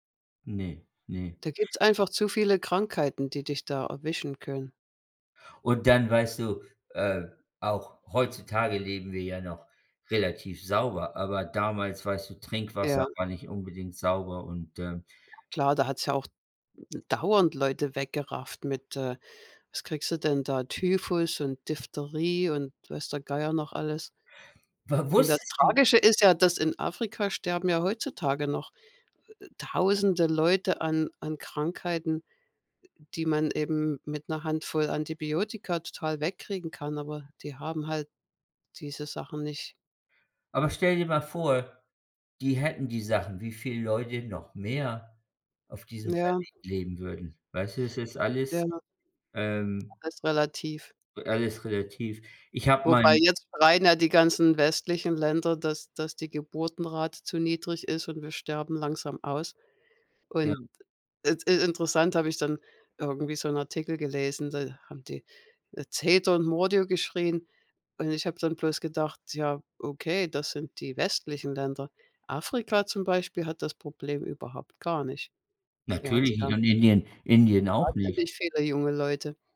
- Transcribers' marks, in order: surprised: "Wa wusstest du?"
- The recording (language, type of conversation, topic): German, unstructured, Warum war die Entdeckung des Penicillins so wichtig?